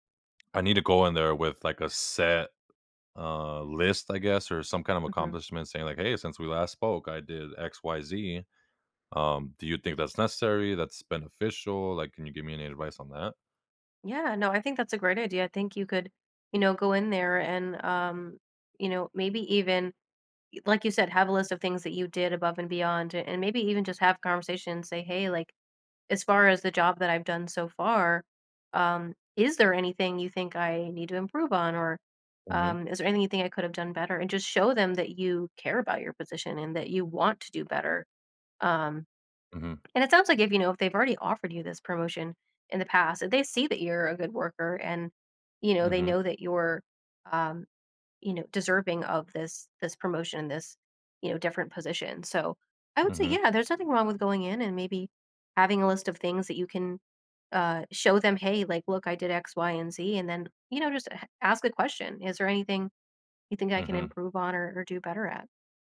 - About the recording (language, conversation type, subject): English, advice, How can I position myself for a promotion at my company?
- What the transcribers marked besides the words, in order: tapping